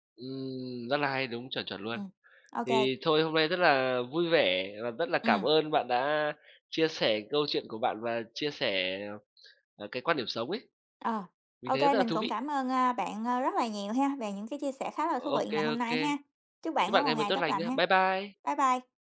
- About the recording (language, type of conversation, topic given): Vietnamese, unstructured, Bạn có sở thích nào giúp bạn thể hiện cá tính của mình không?
- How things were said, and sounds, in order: tapping; other background noise